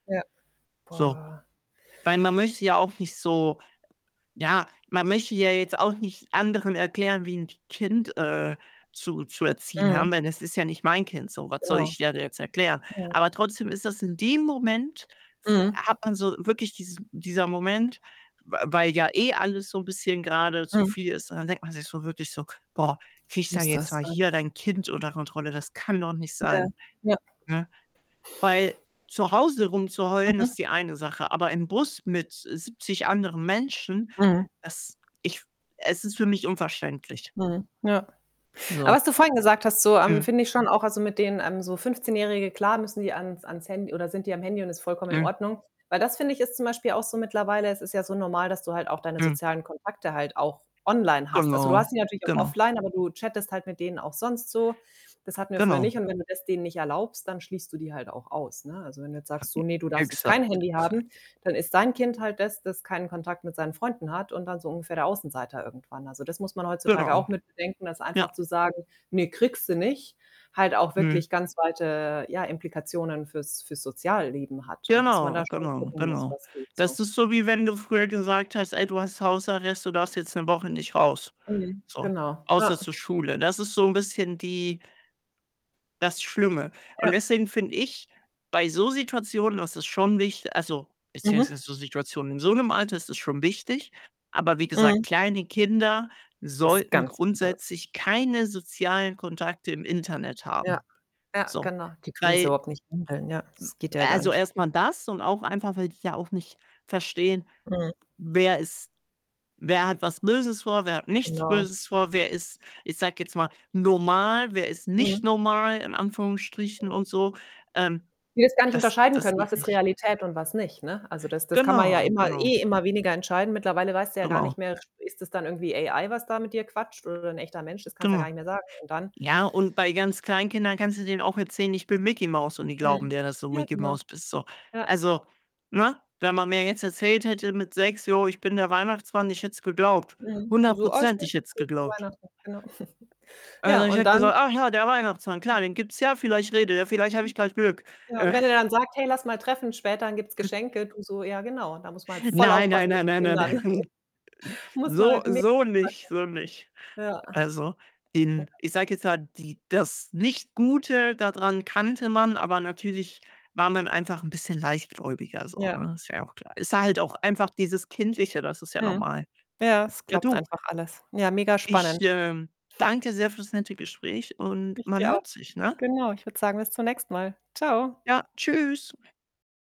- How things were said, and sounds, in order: static; other background noise; distorted speech; unintelligible speech; tapping; unintelligible speech; unintelligible speech; chuckle; unintelligible speech; chuckle; unintelligible speech; laughing while speaking: "nein"; chuckle; unintelligible speech
- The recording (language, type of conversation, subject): German, unstructured, Findest du, dass soziale Medien zu viel Macht haben?